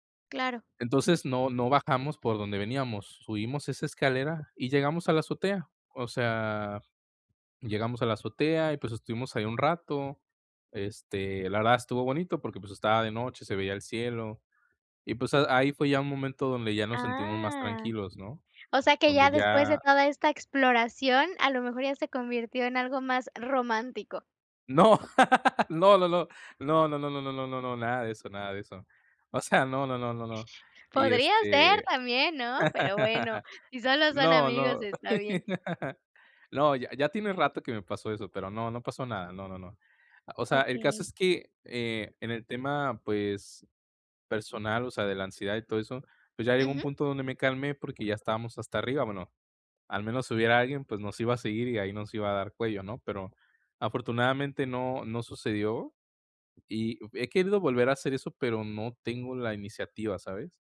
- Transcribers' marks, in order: drawn out: "Ah"; other background noise; laugh; laugh; tapping
- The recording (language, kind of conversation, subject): Spanish, advice, ¿Cómo puedo manejar la ansiedad al explorar lugares nuevos?